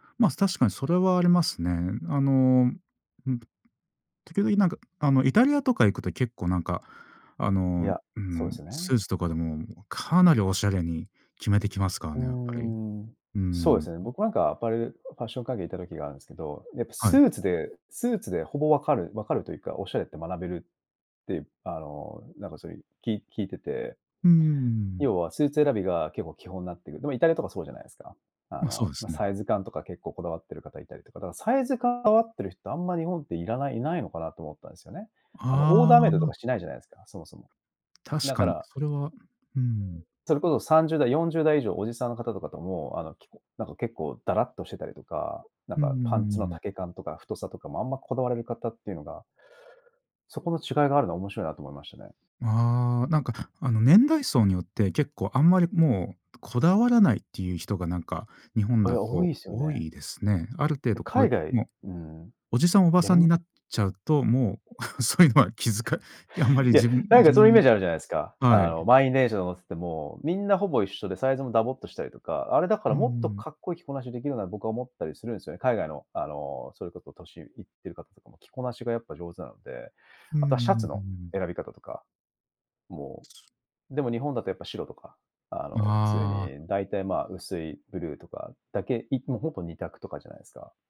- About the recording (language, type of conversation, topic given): Japanese, podcast, 文化的背景は服選びに表れると思いますか？
- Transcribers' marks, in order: other background noise; laughing while speaking: "そういうのは気づか"; chuckle